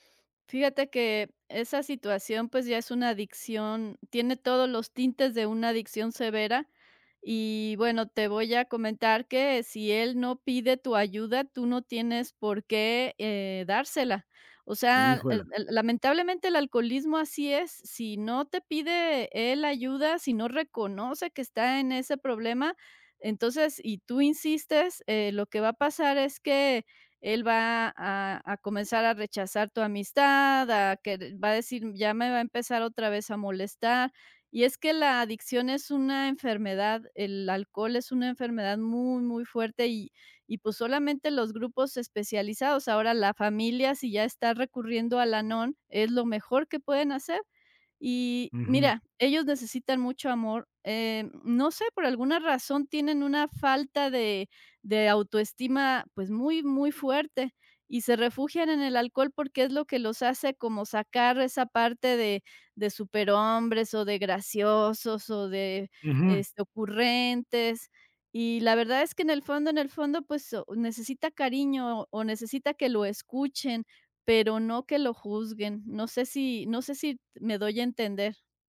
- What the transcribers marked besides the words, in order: none
- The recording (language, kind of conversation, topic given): Spanish, advice, ¿Cómo puedo hablar con un amigo sobre su comportamiento dañino?